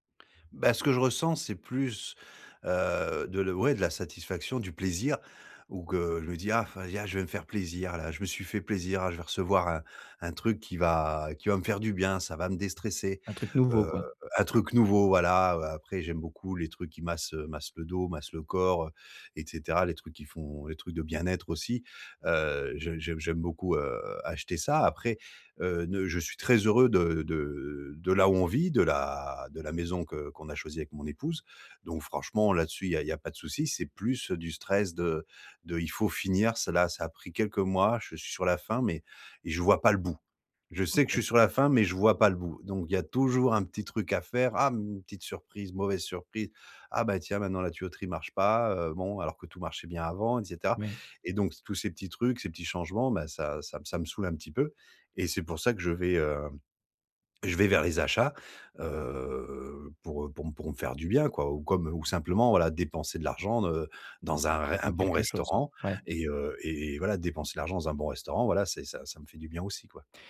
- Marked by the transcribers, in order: exhale; stressed: "bout"; drawn out: "Heu"
- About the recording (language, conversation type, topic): French, advice, Comment arrêter de dépenser de façon impulsive quand je suis stressé ?